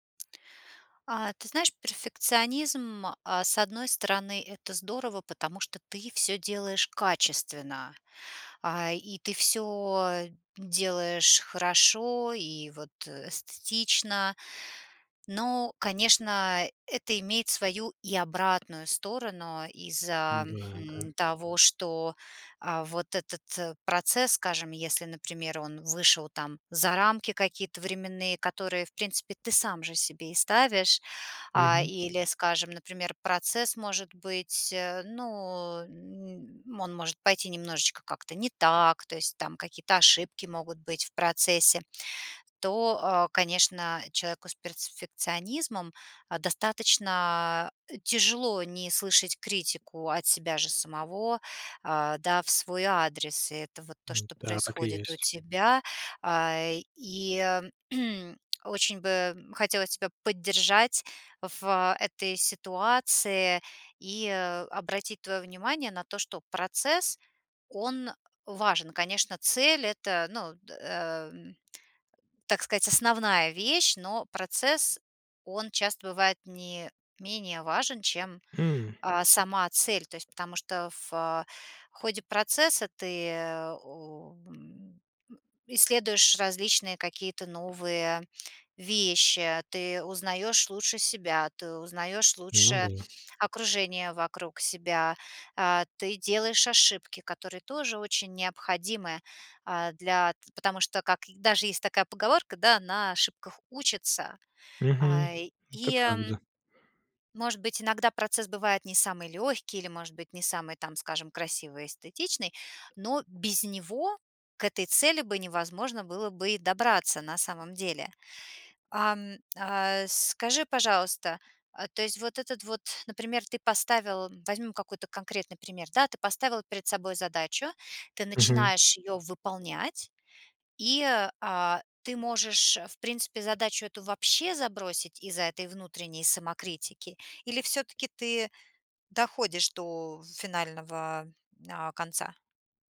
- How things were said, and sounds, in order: "перфекционизмом" said as "персфекционизмом"; throat clearing; stressed: "без него"; stressed: "вообще"
- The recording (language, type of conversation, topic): Russian, advice, Как справиться с постоянным самокритичным мышлением, которое мешает действовать?